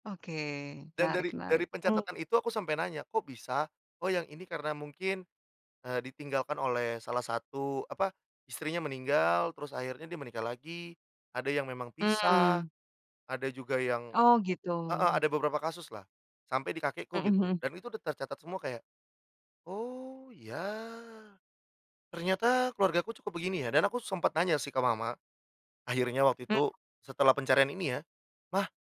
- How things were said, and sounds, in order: tapping
- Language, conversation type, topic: Indonesian, podcast, Pernahkah kamu pulang ke kampung untuk menelusuri akar keluargamu?